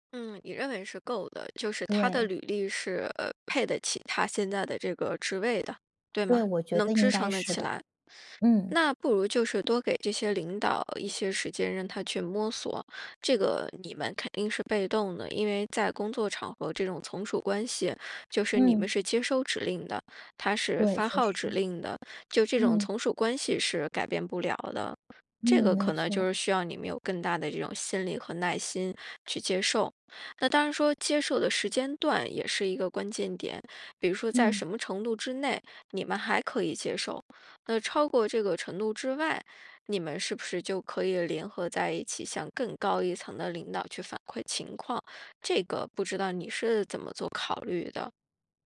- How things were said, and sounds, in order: none
- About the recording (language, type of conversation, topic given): Chinese, advice, 当上司或团队发生重大调整、导致你的工作角色频繁变化时，你该如何应对？